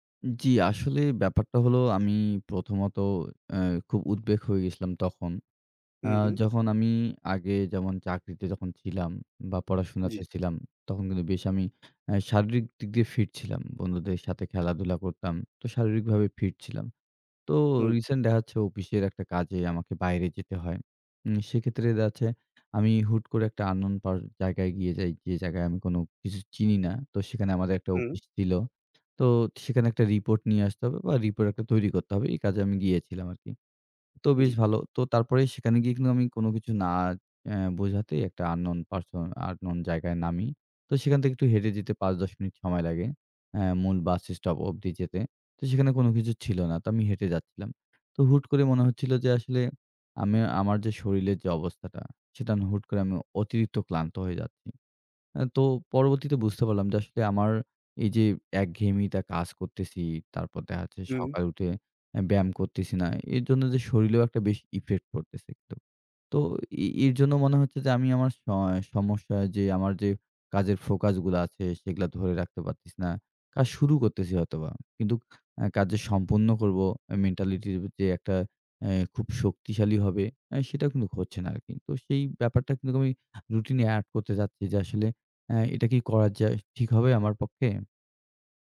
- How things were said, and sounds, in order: "শরীরের" said as "শরীলের"; "শরীরেও" said as "শরীলেও"
- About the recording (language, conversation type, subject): Bengali, advice, কাজের সময় ঘন ঘন বিঘ্ন হলে মনোযোগ ধরে রাখার জন্য আমি কী করতে পারি?